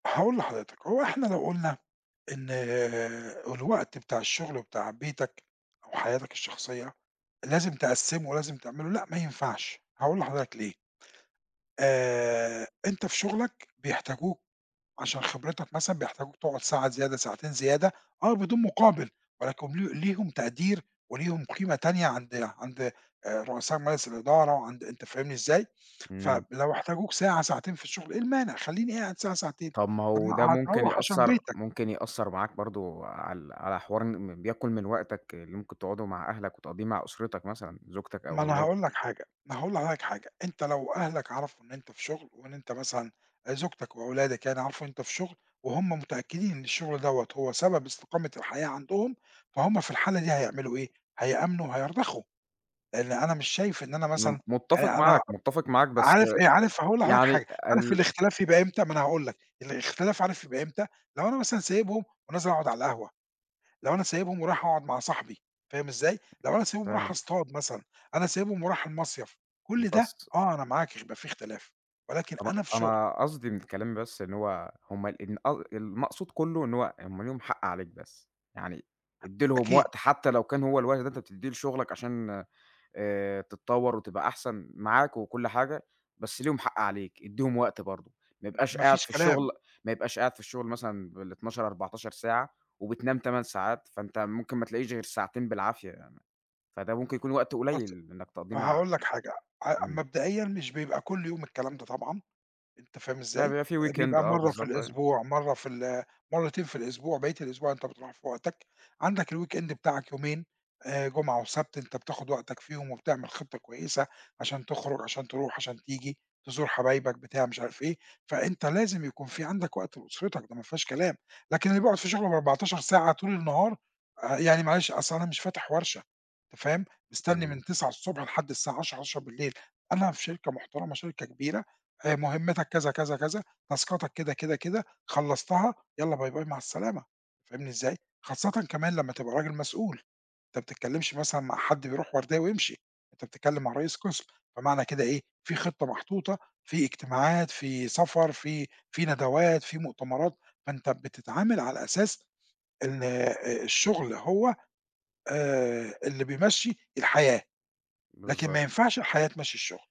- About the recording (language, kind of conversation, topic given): Arabic, podcast, إزاي بتحافظ على توازنك بين الشغل والحياة؟
- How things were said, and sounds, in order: unintelligible speech; tapping; in English: "Weekend"; in English: "الWeekend"; in English: "تاسكاتك"